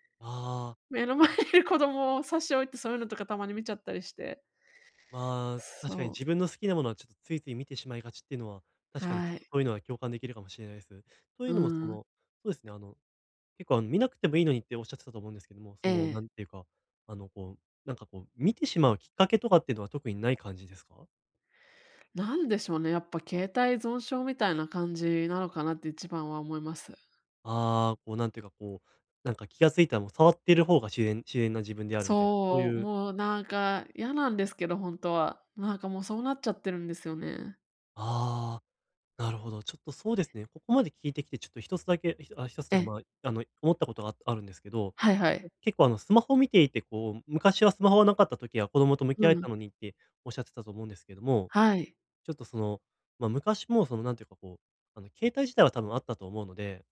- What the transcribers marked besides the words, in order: laughing while speaking: "前にいる"
- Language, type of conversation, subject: Japanese, advice, 集中したい時間にスマホや通知から距離を置くには、どう始めればよいですか？